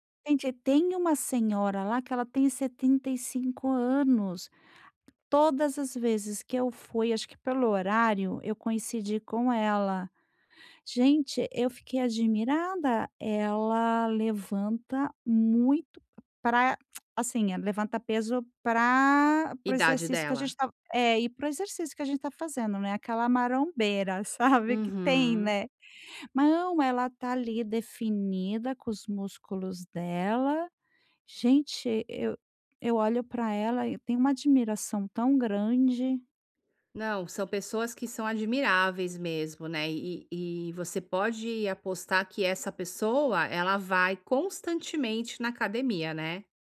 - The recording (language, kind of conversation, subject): Portuguese, advice, Como posso manter a consistência nos meus hábitos quando sinto que estagnei?
- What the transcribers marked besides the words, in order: other background noise; tapping; tongue click